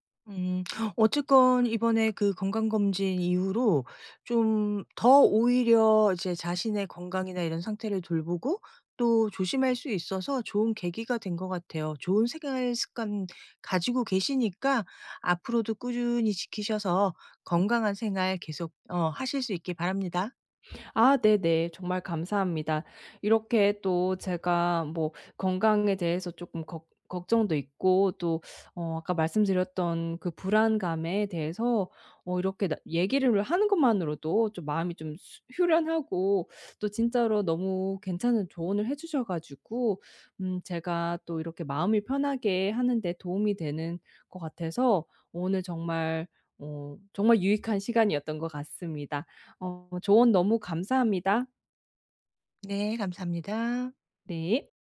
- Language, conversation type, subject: Korean, advice, 건강 문제 진단 후 생활습관을 어떻게 바꾸고 계시며, 앞으로 어떤 점이 가장 불안하신가요?
- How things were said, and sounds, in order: tapping; "후련하고" said as "휴련하고"